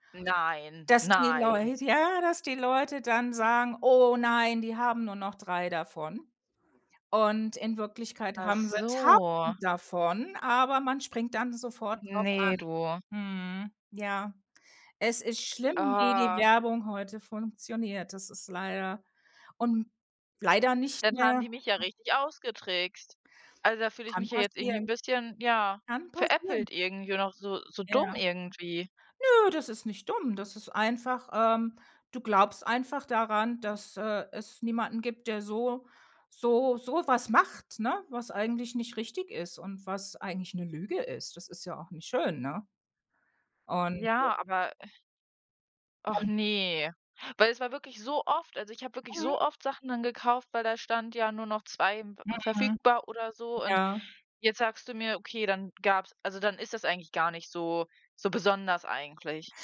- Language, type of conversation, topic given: German, advice, Wie sprengen Impulskäufe und Online-Shopping dein Budget?
- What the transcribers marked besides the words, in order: surprised: "Nein, nein"; stressed: "tausend"; drawn out: "Ah"; other noise; sigh; unintelligible speech; other background noise